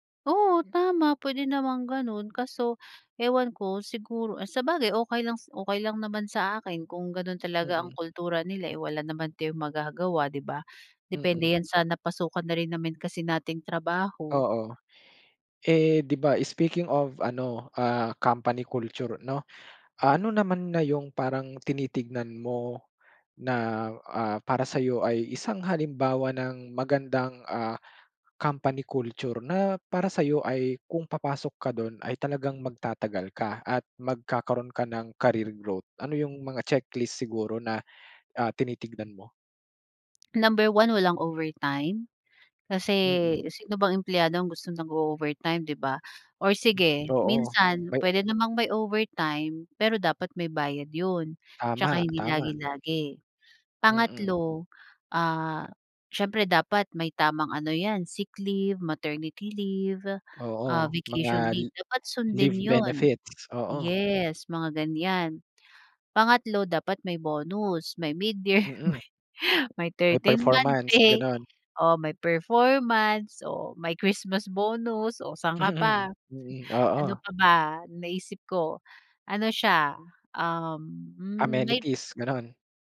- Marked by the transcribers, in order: in English: "company culture"; laughing while speaking: "may"; laughing while speaking: "Mm"
- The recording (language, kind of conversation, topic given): Filipino, podcast, Anong simpleng nakagawian ang may pinakamalaking epekto sa iyo?